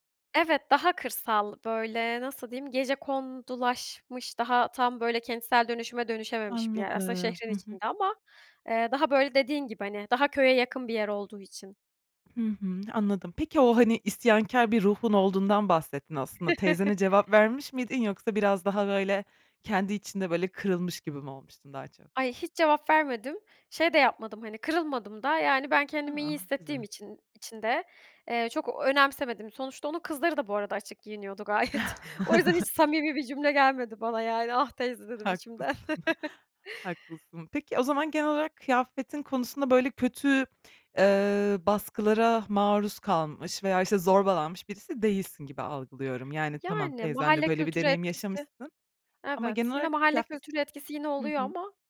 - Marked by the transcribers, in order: chuckle; other background noise; chuckle; laughing while speaking: "gayet"; chuckle; laughing while speaking: "Haklısın"; chuckle; tapping
- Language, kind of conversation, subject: Turkish, podcast, Bedenini kabul etmek stilini nasıl şekillendirir?